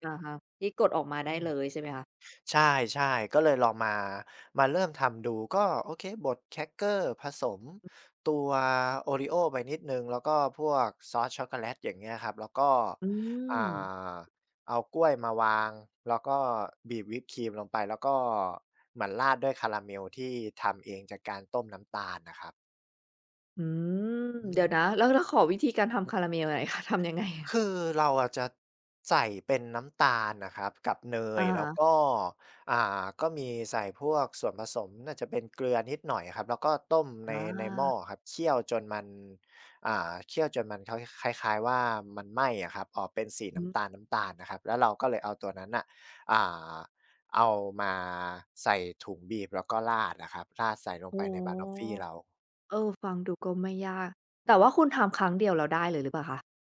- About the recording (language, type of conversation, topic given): Thai, podcast, งานอดิเรกอะไรที่คุณอยากแนะนำให้คนอื่นลองทำดู?
- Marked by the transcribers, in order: other background noise; laughing while speaking: "หน่อยคะ ทำยังไงอะ ?"